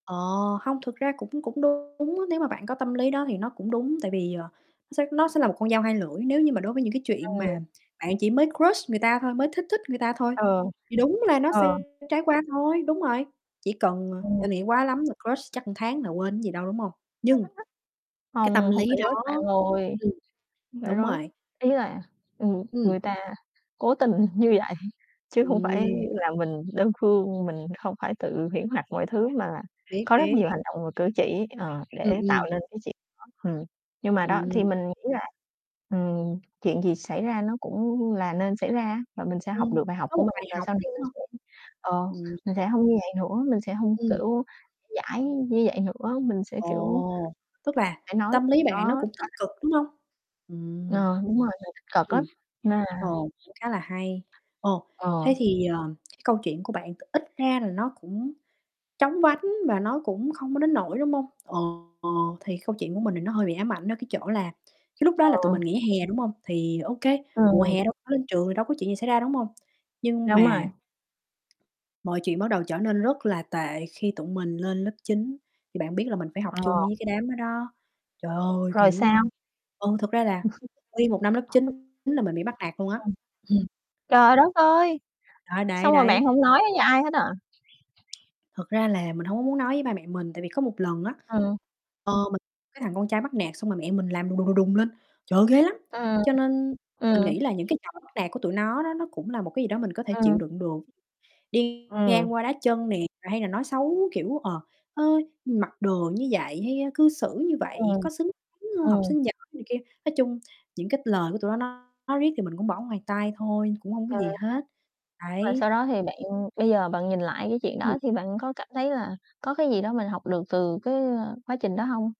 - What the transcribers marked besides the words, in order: distorted speech; static; mechanical hum; in English: "crush"; other background noise; tapping; in English: "crush"; in English: "crush"; in English: "crush"; chuckle; unintelligible speech; unintelligible speech; unintelligible speech
- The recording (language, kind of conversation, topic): Vietnamese, unstructured, Bạn có lo sợ rằng việc nhớ lại quá khứ sẽ khiến bạn tổn thương không?